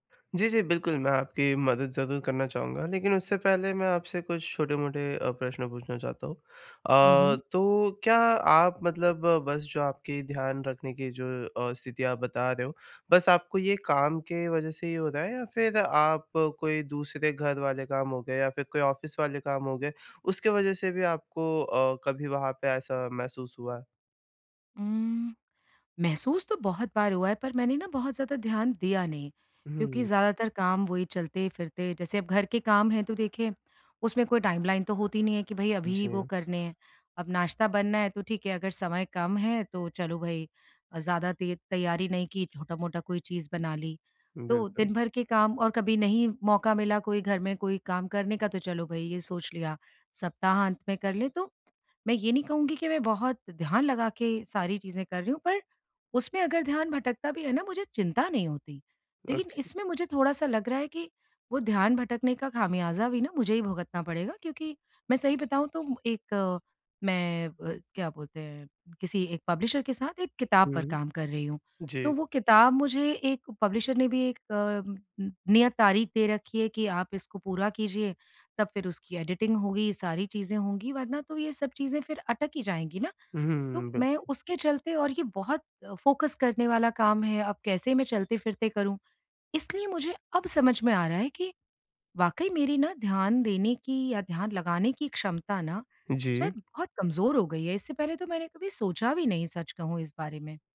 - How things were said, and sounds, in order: in English: "ऑफ़िस"; in English: "टाइमलाइन"; siren; other background noise; in English: "ओके"; in English: "पब्लिशर"; tapping; in English: "पब्लिशर"; in English: "एडिटिंग"; in English: "फ़ोकस"
- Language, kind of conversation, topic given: Hindi, advice, लंबे समय तक ध्यान बनाए रखना